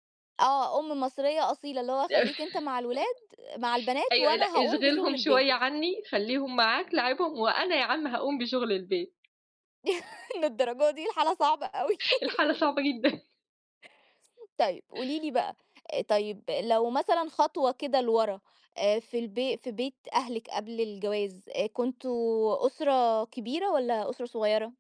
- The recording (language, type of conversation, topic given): Arabic, podcast, إزّاي بتقسّموا شغل البيت بين اللي عايشين في البيت؟
- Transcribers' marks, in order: laugh; chuckle; laughing while speaking: "الحالة صعبة جدًا"; laughing while speaking: "أوى؟"; laugh